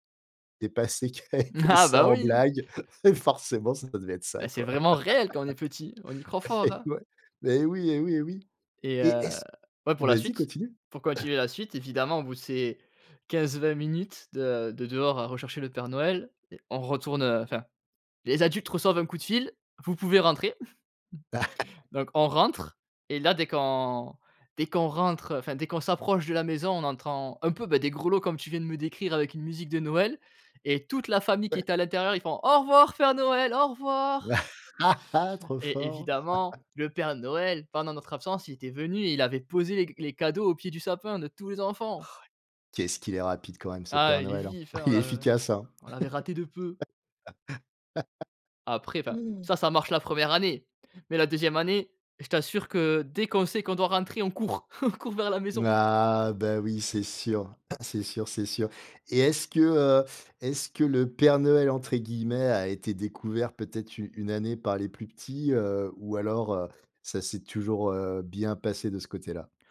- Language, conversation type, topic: French, podcast, Peux-tu nous parler d’une tradition familiale qui a changé d’une génération à l’autre ?
- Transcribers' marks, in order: chuckle; laughing while speaking: "et qui avait"; chuckle; laugh; laughing while speaking: "Et ouais"; cough; chuckle; laughing while speaking: "O Ouais"; laugh; chuckle; laugh; gasp; chuckle; laugh; chuckle; cough